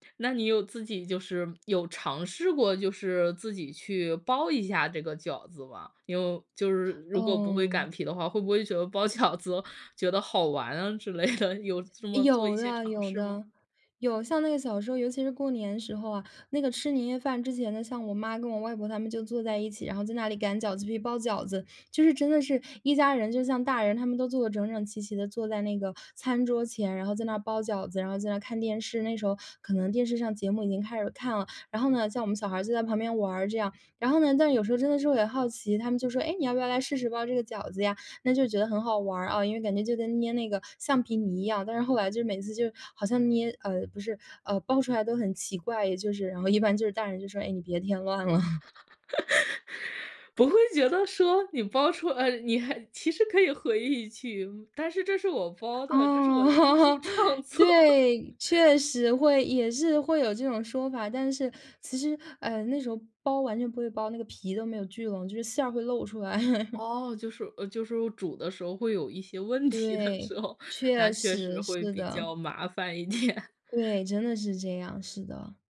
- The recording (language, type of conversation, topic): Chinese, podcast, 在节日里，你会如何用食物来表达心意？
- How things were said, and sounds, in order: laughing while speaking: "饺子"; laughing while speaking: "之类的"; other background noise; laughing while speaking: "了"; chuckle; chuckle; laughing while speaking: "创作"; chuckle; chuckle; laughing while speaking: "时候"; laughing while speaking: "一点"